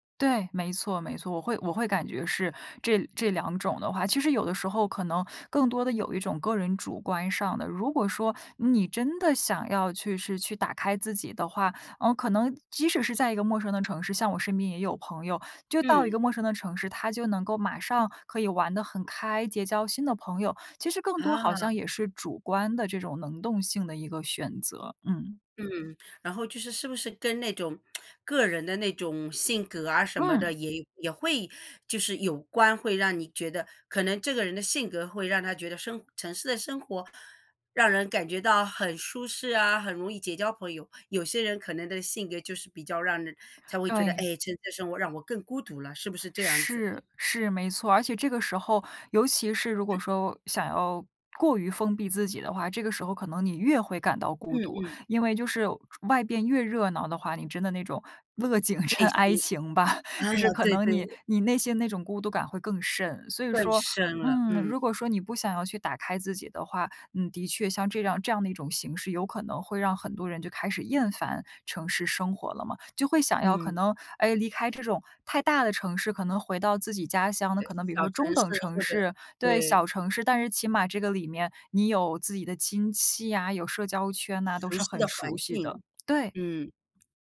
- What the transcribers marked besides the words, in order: tsk; laughing while speaking: "乐景生哀情吧"; joyful: "对 对"
- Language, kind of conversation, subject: Chinese, podcast, 你认为城市生活会让人更容易感到孤独吗?